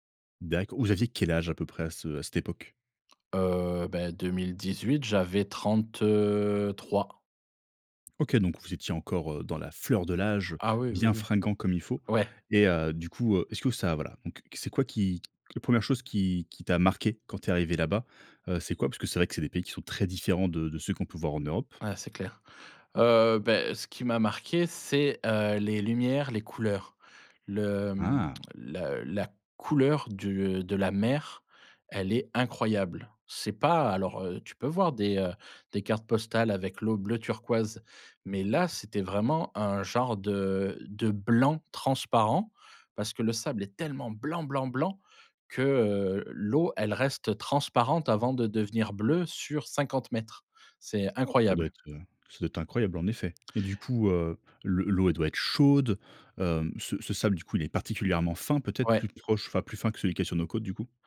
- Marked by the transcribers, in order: tapping; stressed: "fleur"; stressed: "très"; stressed: "là"; stressed: "blanc"; other background noise; stressed: "chaude"
- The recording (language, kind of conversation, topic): French, podcast, Quel voyage t’a réservé une surprise dont tu te souviens encore ?